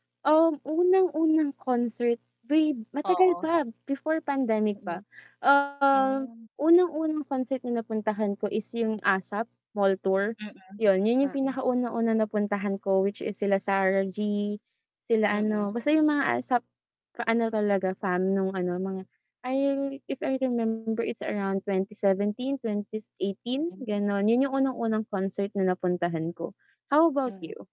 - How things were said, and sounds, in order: static; distorted speech; in English: "How about you?"
- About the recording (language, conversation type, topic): Filipino, unstructured, Naalala mo ba ang unang konsiyertong napuntahan mo?